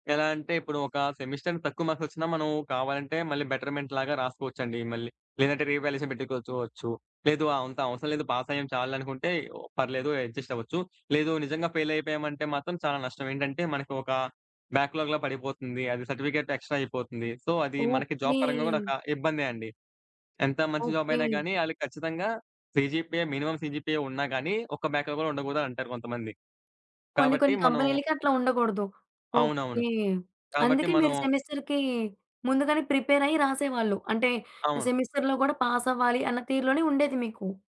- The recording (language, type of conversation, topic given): Telugu, podcast, పెరుగుదల కోసం తప్పులను స్వీకరించే మనస్తత్వాన్ని మీరు ఎలా పెంచుకుంటారు?
- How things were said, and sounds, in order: in English: "సెమిస్టర్"; in English: "మార్క్స్"; in English: "బెటర్‌మెంట్"; in English: "రీవాల్యుయేషన్"; in English: "పాస్"; in English: "అడ్జస్ట్"; in English: "ఫెయిల్"; in English: "బ్యాక్‌లాగ్‌లా"; in English: "సర్టిఫికేట్ ఎక్స్ట్రా"; in English: "సో"; in English: "జాబ్"; in English: "జాబ్"; in English: "సీజీపీఏ మినిమమ్ సీజీపీఏ"; in English: "బ్యాక్‌లాగ్"; in English: "సెమిస్టర్‌కి"; in English: "ప్రిపేర్"; in English: "సెమిస్టర్‌లో"; in English: "పాస్"